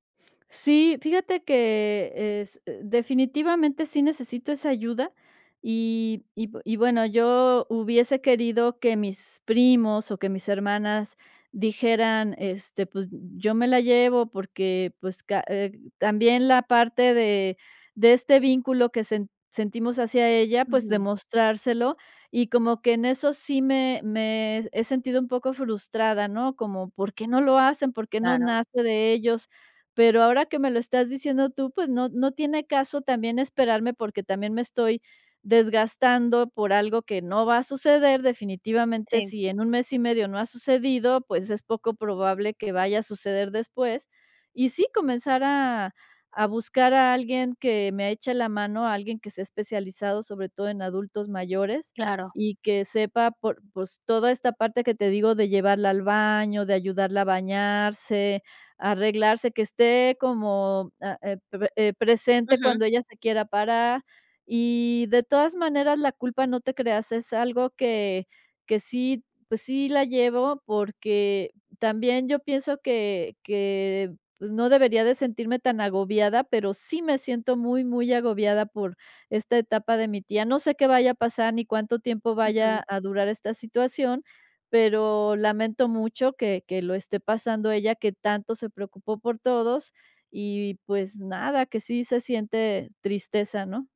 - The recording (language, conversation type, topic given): Spanish, advice, ¿Cómo puedo manejar la presión de cuidar a un familiar sin sacrificar mi vida personal?
- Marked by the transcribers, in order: none